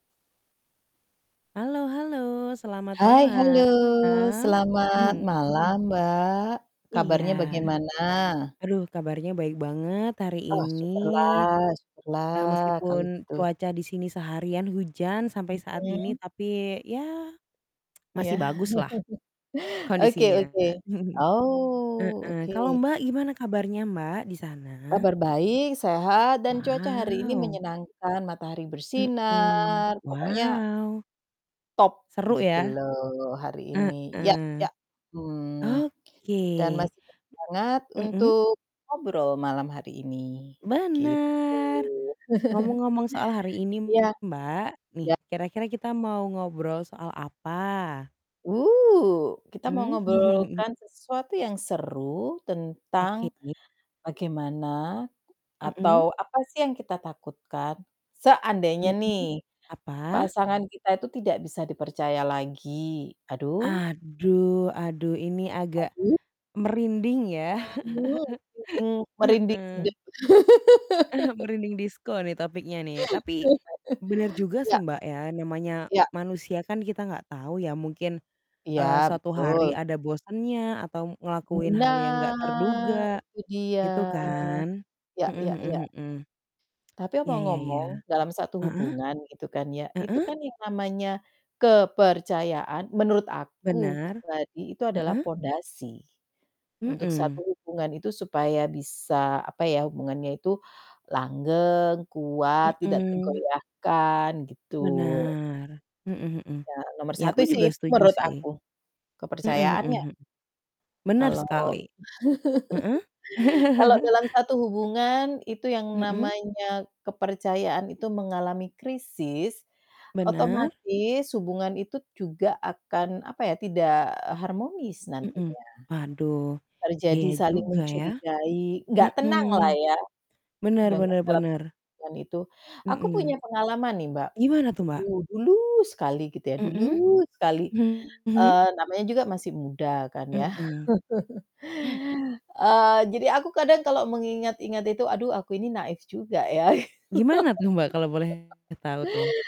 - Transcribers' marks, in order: static; distorted speech; other background noise; tsk; chuckle; drawn out: "Oh"; other noise; drawn out: "Benar"; chuckle; chuckle; unintelligible speech; laugh; chuckle; laugh; laugh; drawn out: "Nah"; laugh; chuckle; stressed: "dulu"; stressed: "dulu"; chuckle; laughing while speaking: "gitu"; laugh
- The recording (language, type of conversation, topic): Indonesian, unstructured, Apa yang paling kamu khawatirkan kalau kamu sudah tidak bisa memercayai pasangan lagi?